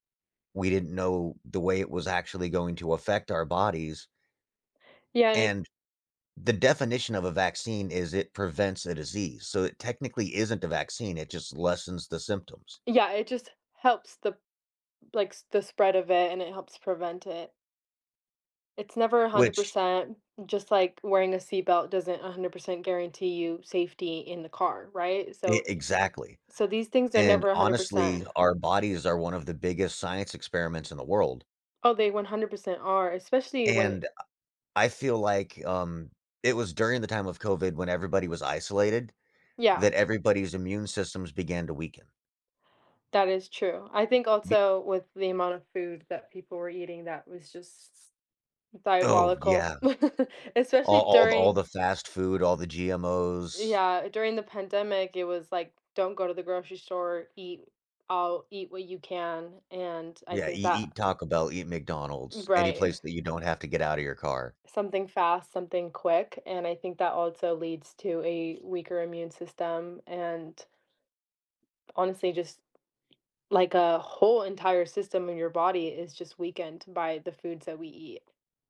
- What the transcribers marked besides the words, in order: tapping; chuckle; other background noise
- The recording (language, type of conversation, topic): English, unstructured, In what ways does scientific progress shape solutions to global problems?
- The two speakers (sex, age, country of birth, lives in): female, 20-24, United States, United States; male, 40-44, United States, United States